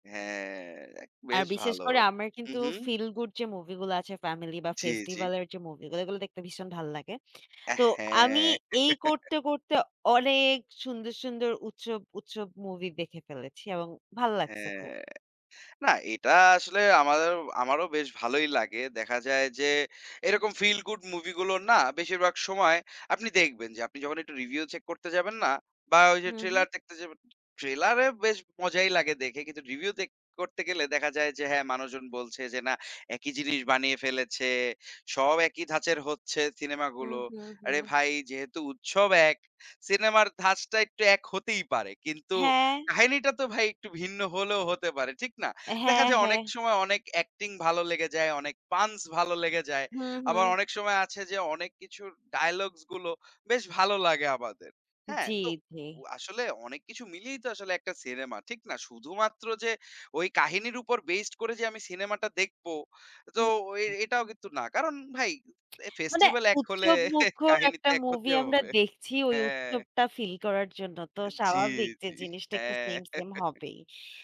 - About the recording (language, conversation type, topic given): Bengali, unstructured, কেন কিছু সিনেমা দর্শকদের মধ্যে অপ্রয়োজনীয় গরমাগরম বিতর্ক সৃষ্টি করে?
- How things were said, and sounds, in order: chuckle; tapping; chuckle; laughing while speaking: "হ্যাঁ"; chuckle